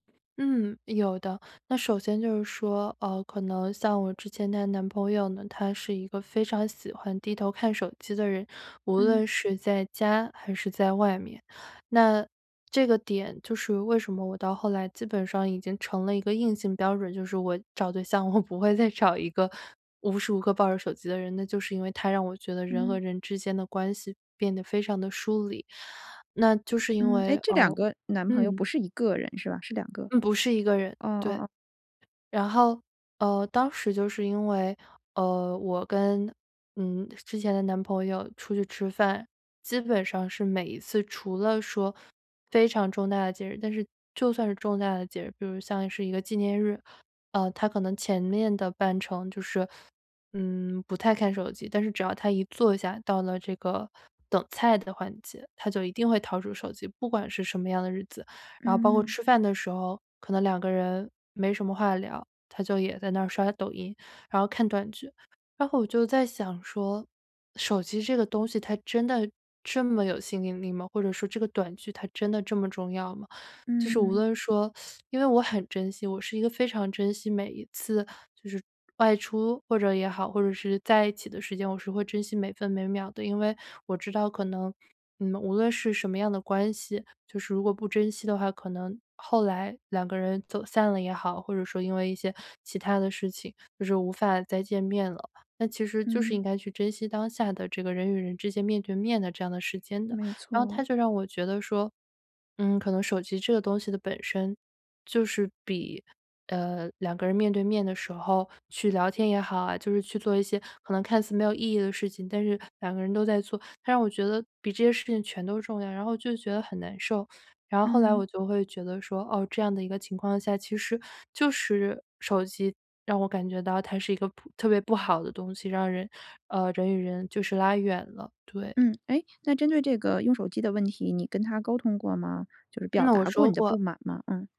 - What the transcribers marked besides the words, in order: laughing while speaking: "我不会再"; teeth sucking
- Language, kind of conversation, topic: Chinese, podcast, 你觉得手机让人与人更亲近还是更疏远?